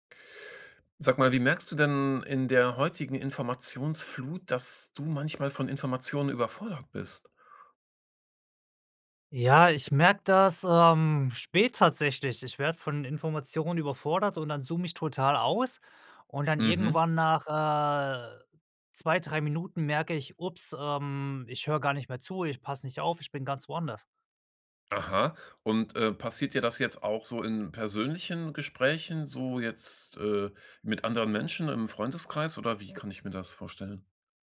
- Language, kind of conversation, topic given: German, podcast, Woran merkst du, dass dich zu viele Informationen überfordern?
- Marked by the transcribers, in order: other background noise